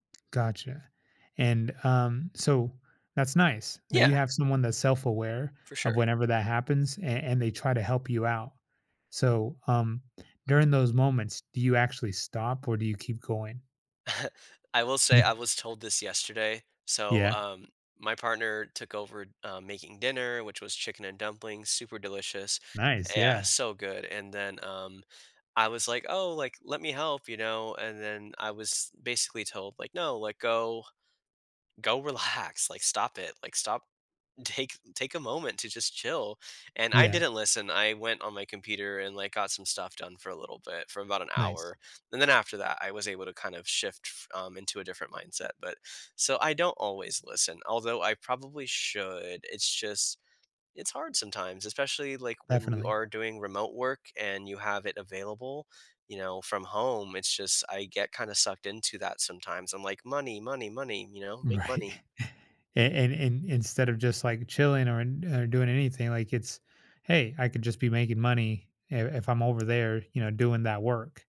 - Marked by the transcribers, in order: chuckle; tapping; laughing while speaking: "relax"; laughing while speaking: "Right"
- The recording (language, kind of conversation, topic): English, advice, How can I relax and unwind after a busy day?